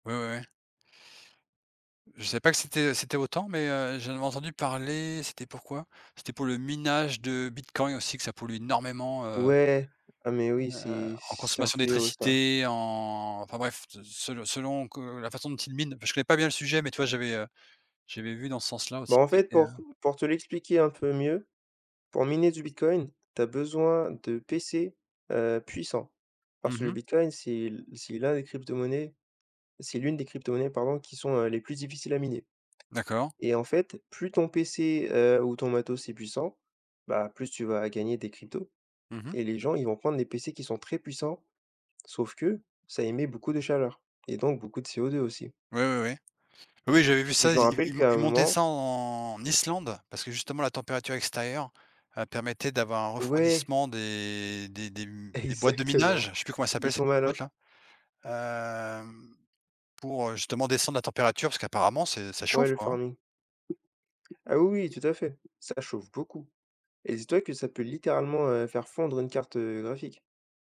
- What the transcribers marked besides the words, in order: tapping; in English: "farming"
- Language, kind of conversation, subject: French, unstructured, Comment pouvons-nous réduire notre empreinte carbone au quotidien ?